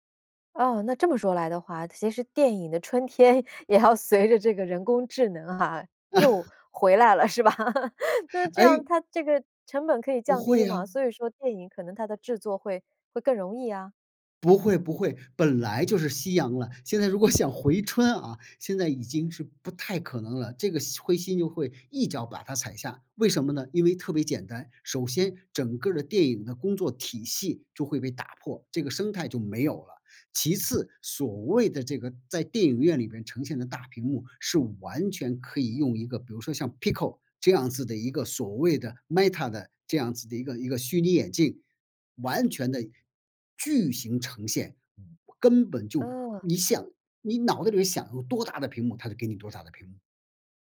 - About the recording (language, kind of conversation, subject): Chinese, podcast, 你觉得追剧和看电影哪个更上瘾？
- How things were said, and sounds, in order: laughing while speaking: "也要"; laugh; laughing while speaking: "是吧？"; laugh; other background noise; other noise